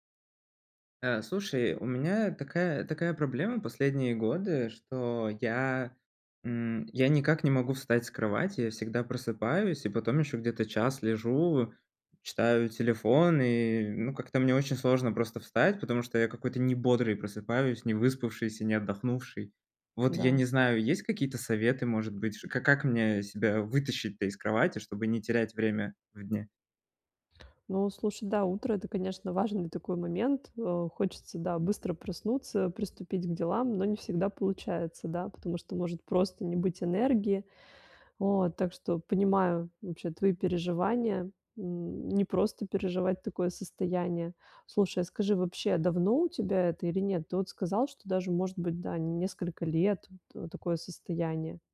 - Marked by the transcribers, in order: tapping
- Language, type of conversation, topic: Russian, advice, Как мне просыпаться бодрее и побороть утреннюю вялость?